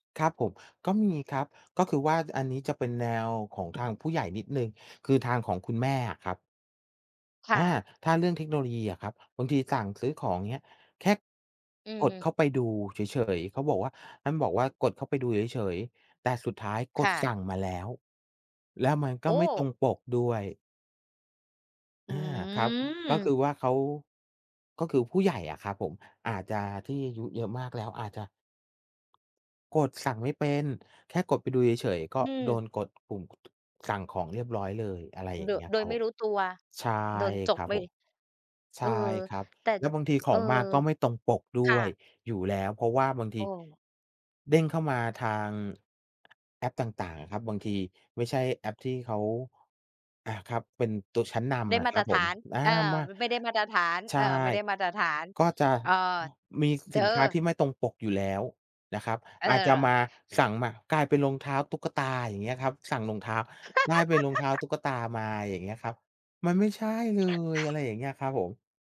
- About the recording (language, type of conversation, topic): Thai, unstructured, คุณคิดอย่างไรกับการเปลี่ยนแปลงของครอบครัวในยุคปัจจุบัน?
- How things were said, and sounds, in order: drawn out: "อืม"; other background noise; other noise; laugh; laugh